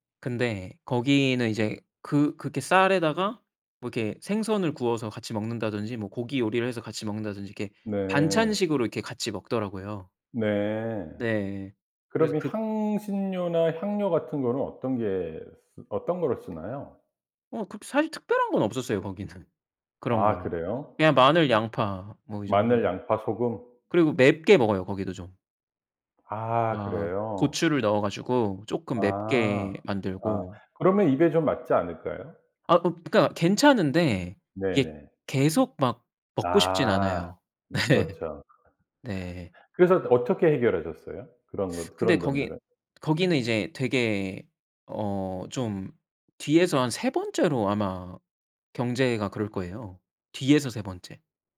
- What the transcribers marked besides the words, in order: laughing while speaking: "거기는"; laughing while speaking: "예"; teeth sucking
- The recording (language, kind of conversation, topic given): Korean, podcast, 가장 기억에 남는 여행 경험을 이야기해 주실 수 있나요?